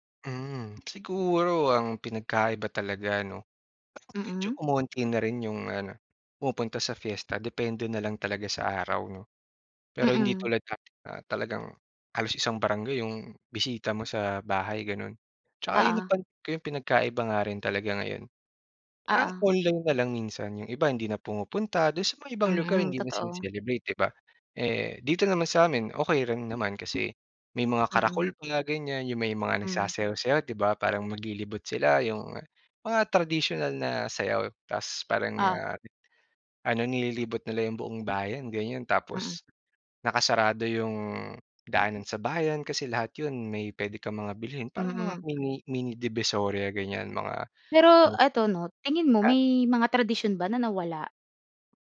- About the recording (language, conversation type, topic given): Filipino, podcast, May alaala ka ba ng isang pista o selebrasyon na talagang tumatak sa’yo?
- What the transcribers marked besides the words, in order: unintelligible speech